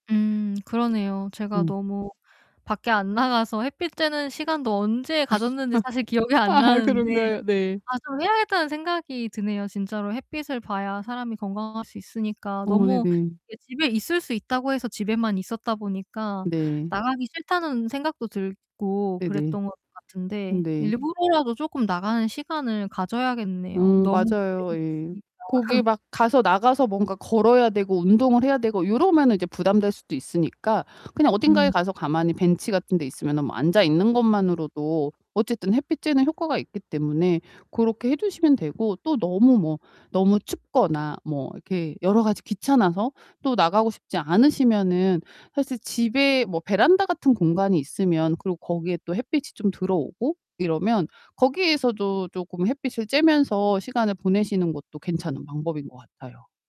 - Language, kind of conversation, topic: Korean, advice, 일상에서 활동량을 조금 늘리려면 어디서부터 시작하는 것이 좋을까요?
- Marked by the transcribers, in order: mechanical hum; other background noise; laugh; laughing while speaking: "아 그런가요?"; tapping; distorted speech; laugh